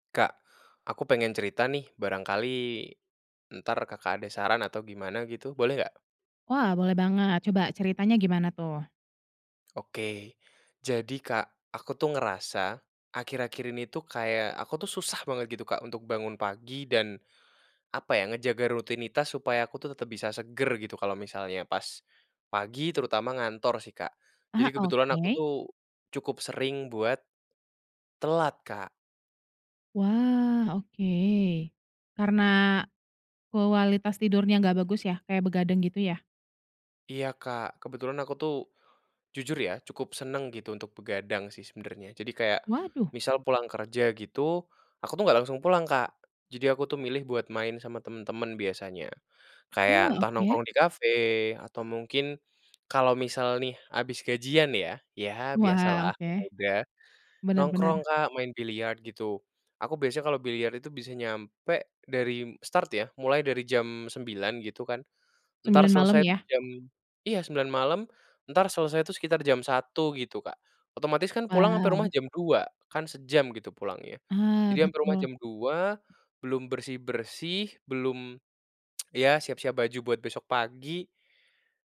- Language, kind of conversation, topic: Indonesian, advice, Mengapa Anda sulit bangun pagi dan menjaga rutinitas?
- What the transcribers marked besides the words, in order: other background noise; tsk